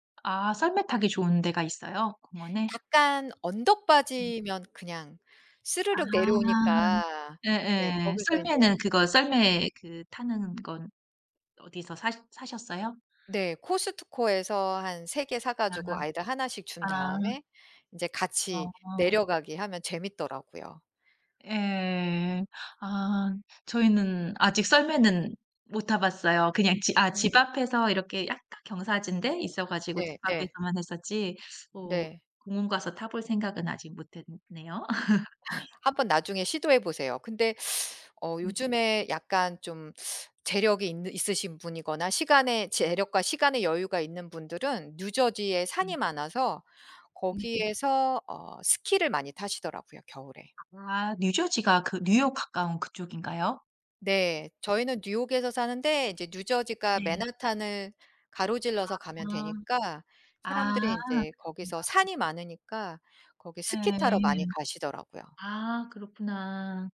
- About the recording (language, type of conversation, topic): Korean, unstructured, 가장 좋아하는 계절은 무엇이며, 그 이유는 무엇인가요?
- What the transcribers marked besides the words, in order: other background noise; tapping; laugh